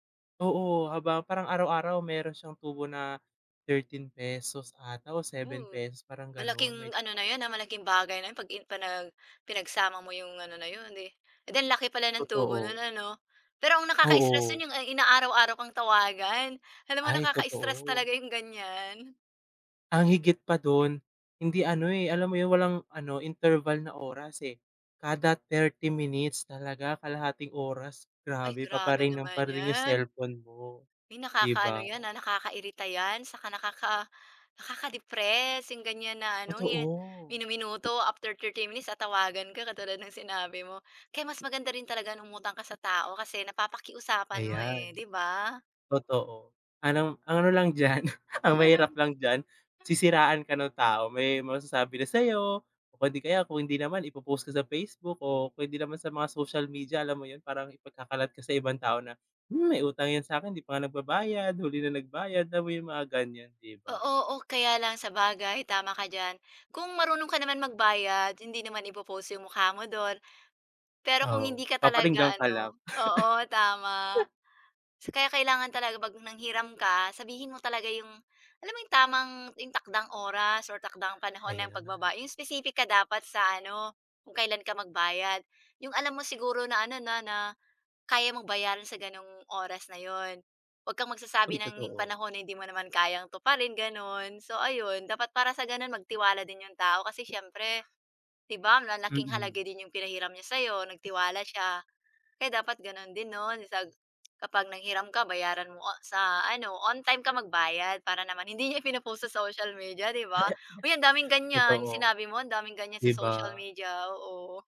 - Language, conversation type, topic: Filipino, unstructured, Ano ang mga paraan mo ng pag-iipon araw-araw at ano ang pananaw mo sa utang, pagba-badyet, at paggamit ng kard sa kredito?
- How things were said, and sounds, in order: other background noise; tapping; chuckle; chuckle; chuckle; chuckle